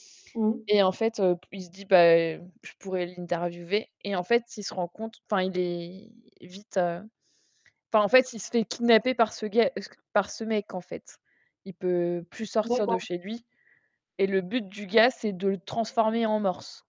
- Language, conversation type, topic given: French, unstructured, Préférez-vous la beauté des animaux de compagnie ou celle des animaux sauvages ?
- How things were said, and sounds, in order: distorted speech